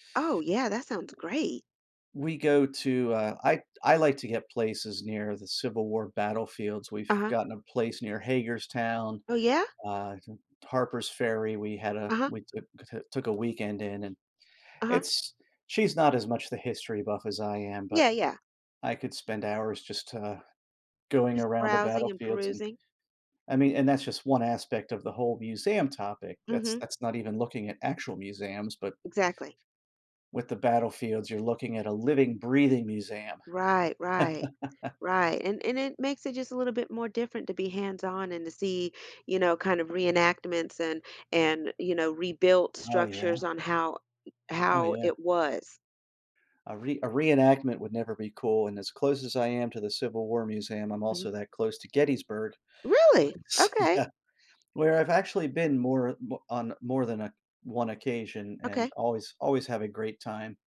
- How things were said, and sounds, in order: other background noise; tapping; chuckle; laughing while speaking: "yeah"
- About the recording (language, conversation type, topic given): English, unstructured, How would you spend a week with unlimited parks and museums access?